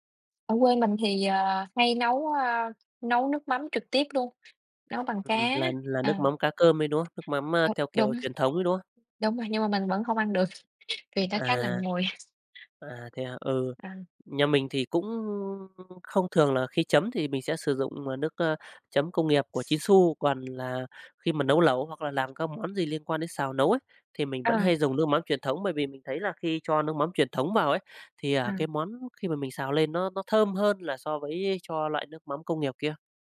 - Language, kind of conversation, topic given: Vietnamese, unstructured, Bạn có kỷ niệm nào gắn liền với bữa cơm gia đình không?
- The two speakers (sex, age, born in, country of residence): female, 30-34, Vietnam, Vietnam; male, 35-39, Vietnam, Vietnam
- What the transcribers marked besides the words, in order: other background noise; tapping; laughing while speaking: "được"; laughing while speaking: "mùi"